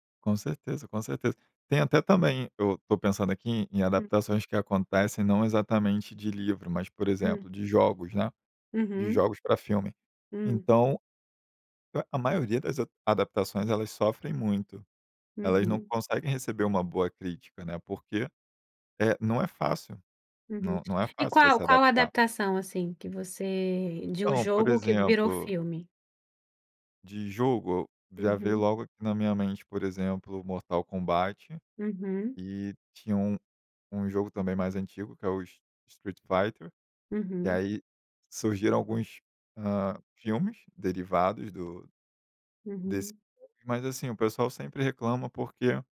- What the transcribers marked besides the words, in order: unintelligible speech
- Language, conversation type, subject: Portuguese, podcast, Como você vê a relação entre o livro e o filme adaptado?